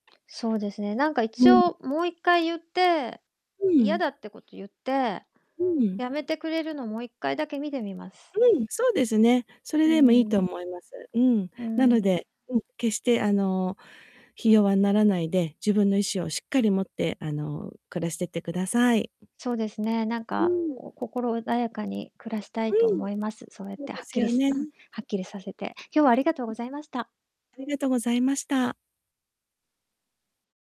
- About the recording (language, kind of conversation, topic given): Japanese, advice, パートナーの浮気を疑って不安なのですが、どうすればよいですか？
- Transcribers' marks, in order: other background noise; distorted speech